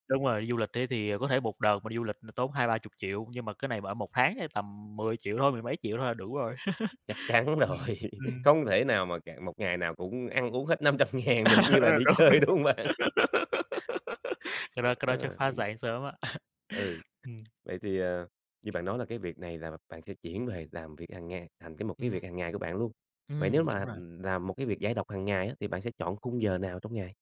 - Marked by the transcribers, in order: laughing while speaking: "Chắc chắn rồi"; laugh; tapping; laughing while speaking: "năm trăm ngàn được như là đi chơi, đúng hông bạn?"; other background noise; laugh; laughing while speaking: "Ờ, rồi"; laugh; laugh
- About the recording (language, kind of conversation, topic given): Vietnamese, podcast, Bạn đã từng thử cai nghiện kỹ thuật số chưa, và kết quả ra sao?